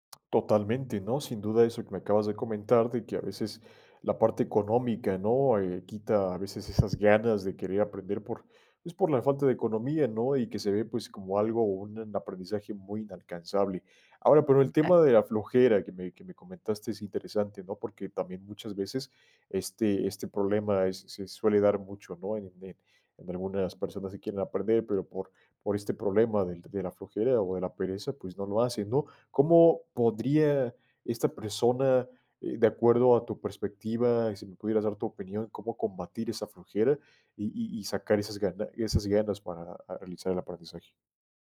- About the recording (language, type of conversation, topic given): Spanish, podcast, ¿Cómo influye el miedo a fallar en el aprendizaje?
- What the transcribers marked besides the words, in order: tapping; unintelligible speech